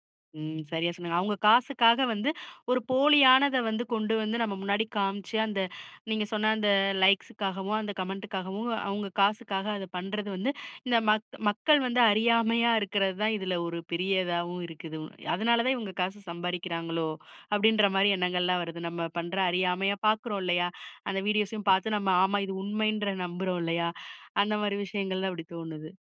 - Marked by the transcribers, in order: in English: "லைக்ஸுக்காகவும்"; in English: "கமென்ட்டுக்காகவும்"
- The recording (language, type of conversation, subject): Tamil, podcast, மீடியா உங்களுக்கு ஆறுதல் தருமா அல்லது வெறுமையைத் தூண்டுமா?